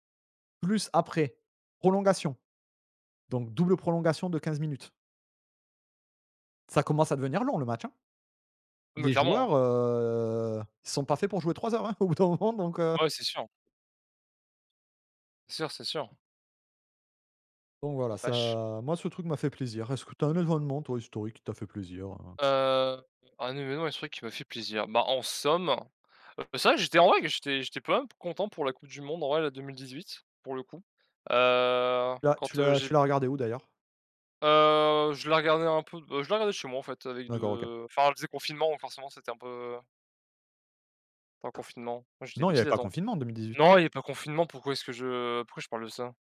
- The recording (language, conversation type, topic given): French, unstructured, Quel événement historique te rappelle un grand moment de bonheur ?
- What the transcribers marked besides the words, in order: drawn out: "heu"; laughing while speaking: "au bout d'un moment"; tapping